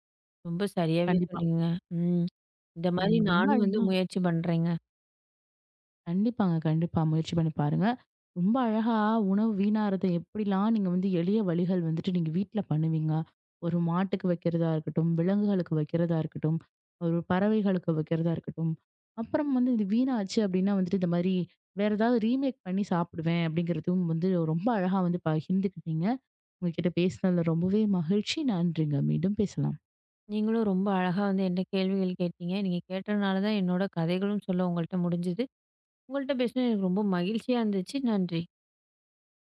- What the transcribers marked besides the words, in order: lip smack; "மாதிரி" said as "மாரி"; "மாதிரி" said as "மாரி"; in English: "ரீமேக்"; "அப்படிங்கிறதும்" said as "அப்டிங்கிறதும்"
- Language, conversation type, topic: Tamil, podcast, உணவு வீணாவதைத் தவிர்க்க எளிய வழிகள் என்ன?